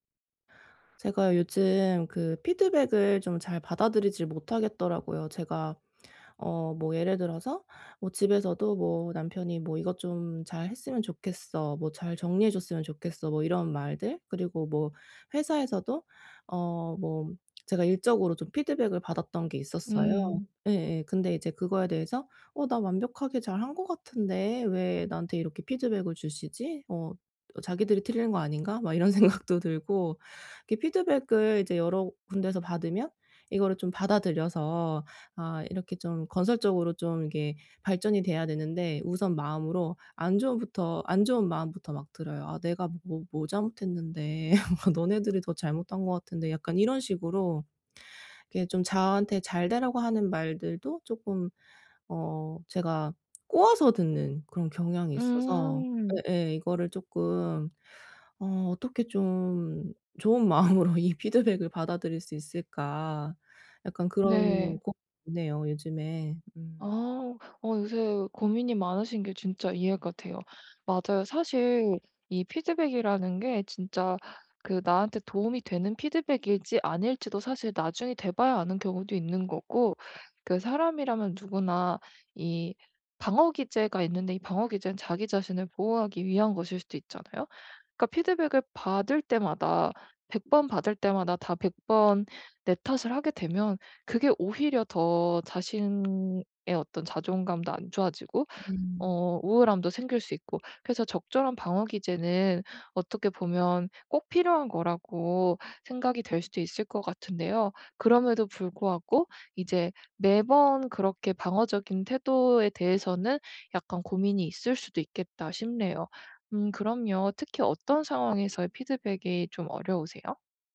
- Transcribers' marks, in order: tapping; laughing while speaking: "생각도"; laugh; laughing while speaking: "마음으로"; other background noise
- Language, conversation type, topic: Korean, advice, 피드백을 받을 때 방어적이지 않게 수용하는 방법